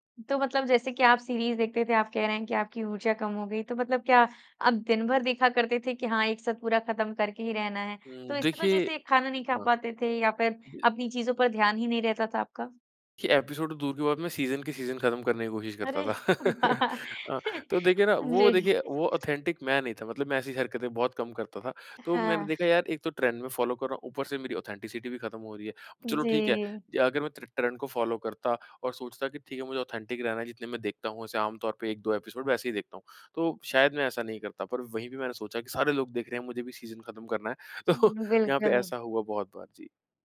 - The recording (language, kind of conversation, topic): Hindi, podcast, किसी ट्रेंड को अपनाते समय आप अपनी असलियत कैसे बनाए रखते हैं?
- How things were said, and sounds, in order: other noise; in English: "एपिसोड"; laughing while speaking: "अरे वाह! जी"; laugh; in English: "ऑथेन्टिक"; in English: "ट्रेंड"; in English: "फ़ॉलो"; in English: "ऑथेन्टिसिटी"; in English: "ट्रेंड"; in English: "फ़ॉलो"; in English: "ऑथेन्टिक"; in English: "एपिसोड"; laughing while speaking: "तो"